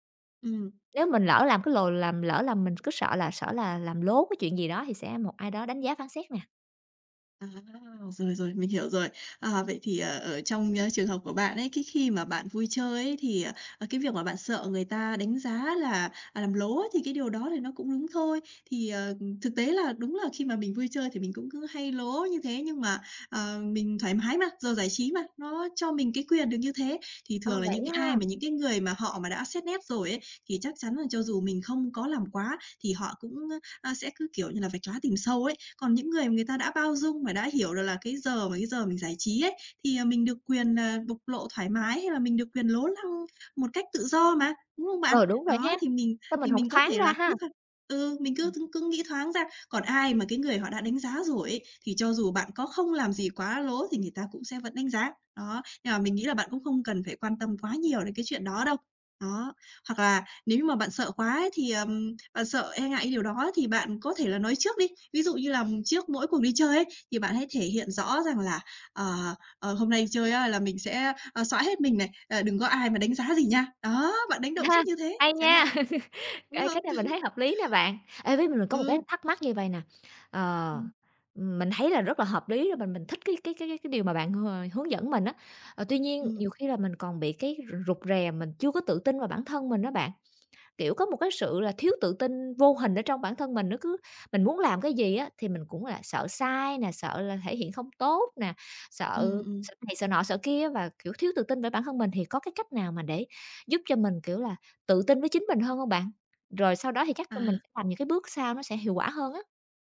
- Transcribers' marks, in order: tapping; chuckle
- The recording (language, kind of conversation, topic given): Vietnamese, advice, Bạn cảm thấy ngại bộc lộ cảm xúc trước đồng nghiệp hoặc bạn bè không?